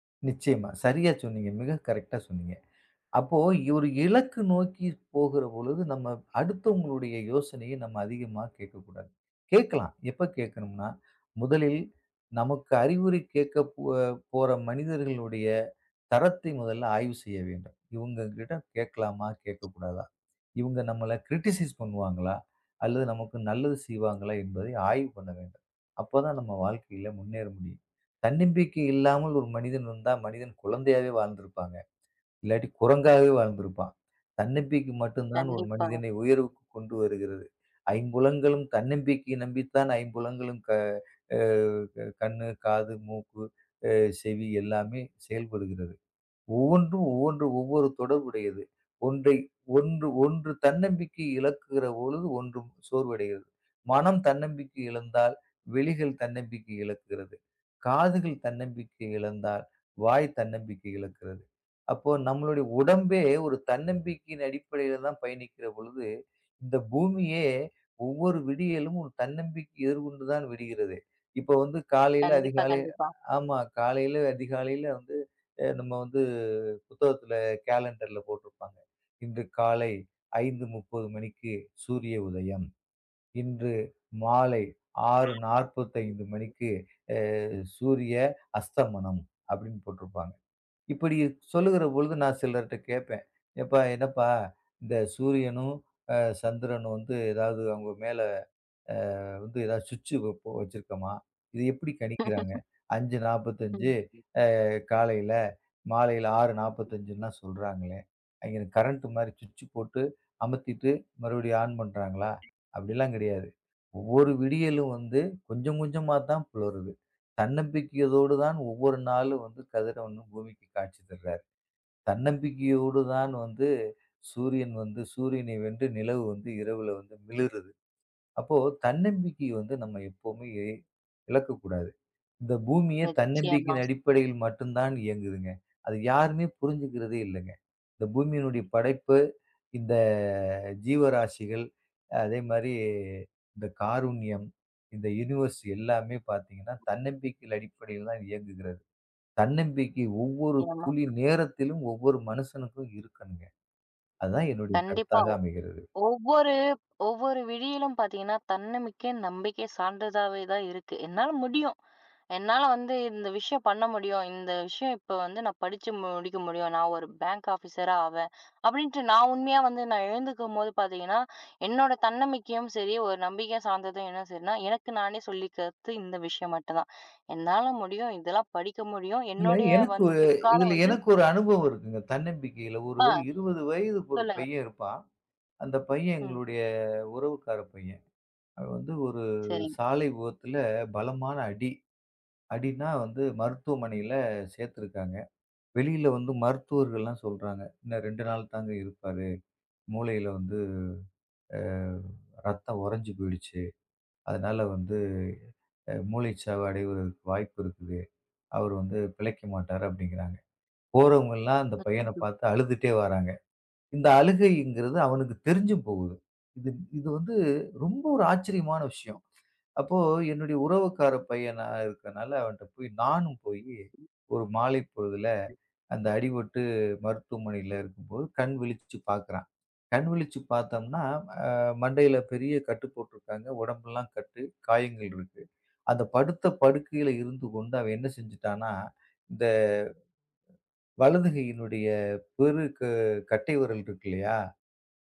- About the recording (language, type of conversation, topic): Tamil, podcast, தன்னம்பிக்கை குறையும் போது அதை எப்படி மீண்டும் கட்டியெழுப்புவீர்கள்?
- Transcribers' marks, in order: in English: "க்ரிடிசைஸ்"; laugh; in English: "ஆன்"; drawn out: "அதே மாரி"; in English: "யுனிவர்ஸ்"; in English: "பேங்க் ஆஃபீசரா"; drawn out: "வந்து, அ"